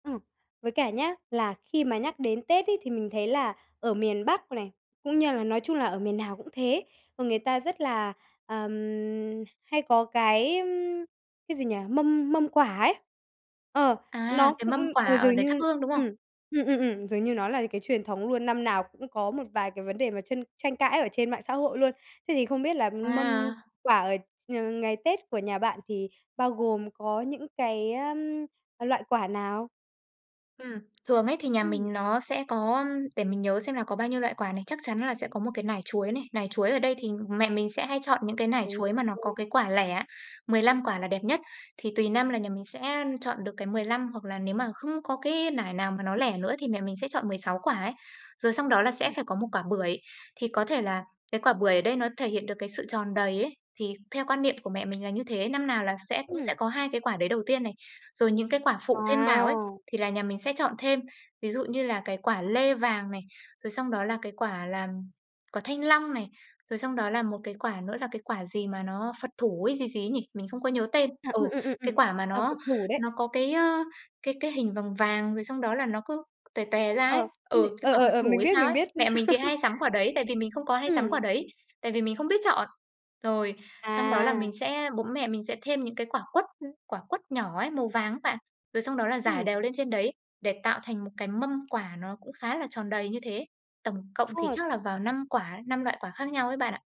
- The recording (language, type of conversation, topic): Vietnamese, podcast, Món nào thường có mặt trong mâm cỗ Tết của gia đình bạn và được xem là không thể thiếu?
- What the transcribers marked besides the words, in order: tapping; other background noise; laugh